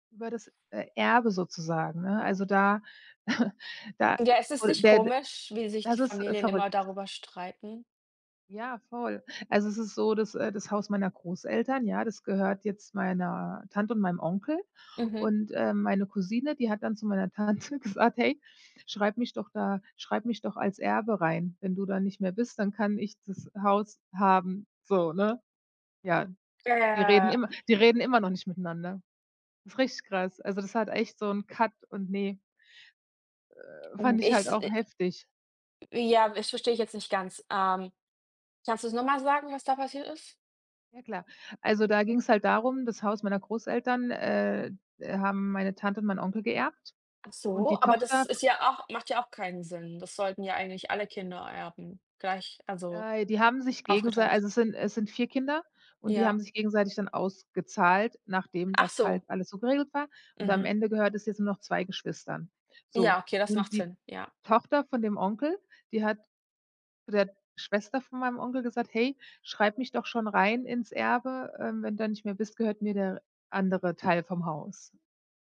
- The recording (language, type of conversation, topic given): German, unstructured, Wie gehst du mit Konflikten in der Familie um?
- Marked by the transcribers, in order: chuckle; laughing while speaking: "Tante gesagt"; in English: "Cut"; other noise